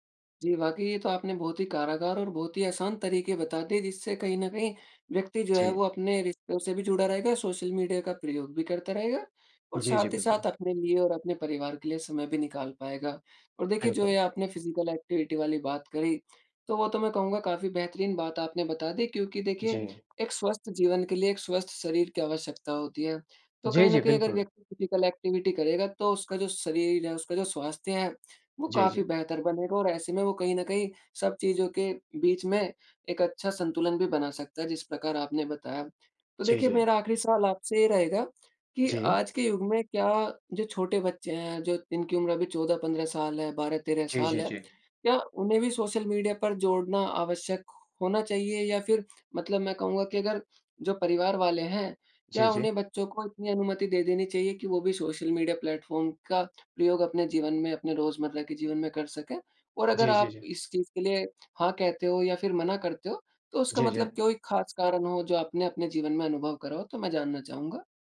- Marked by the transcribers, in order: in English: "फिजिकल एक्टिविटी"; tapping; in English: "फिजिकल एक्टिविटी"; in English: "प्लेटफ़ॉर्म"; other background noise
- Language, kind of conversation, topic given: Hindi, podcast, सोशल मीडिया ने रिश्तों पर क्या असर डाला है, आपके हिसाब से?